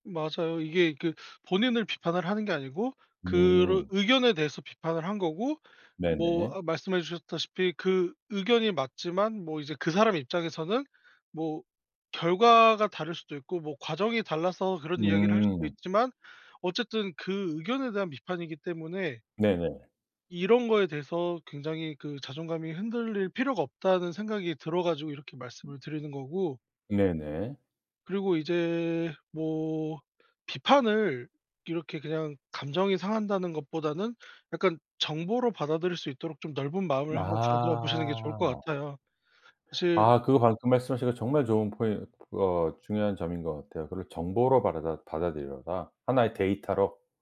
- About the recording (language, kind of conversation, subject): Korean, advice, 비판 한마디에 자존감이 쉽게 흔들릴 때 어떻게 하면 좋을까요?
- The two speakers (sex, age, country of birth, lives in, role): male, 30-34, South Korea, South Korea, advisor; male, 55-59, South Korea, United States, user
- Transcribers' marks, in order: other background noise